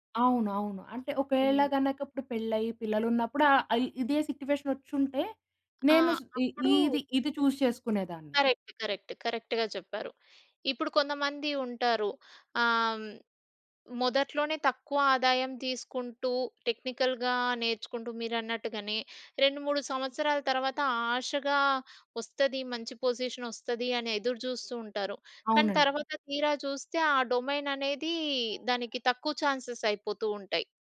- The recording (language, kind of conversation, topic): Telugu, podcast, సుఖవంతమైన జీతం కన్నా కెరీర్‌లో వృద్ధిని ఎంచుకోవాలా అని మీరు ఎలా నిర్ణయిస్తారు?
- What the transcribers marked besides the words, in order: in English: "సిట్యుయేషన్"; "ఇది" said as "ఈది"; in English: "చూస్"; in English: "కరెక్ట్. కరెక్ట్. కరెక్ట్‌గా"; in English: "టెక్నికల్‌గా"; in English: "పొజిషన్"; in English: "డొమైన్"; in English: "చాన్సేస్"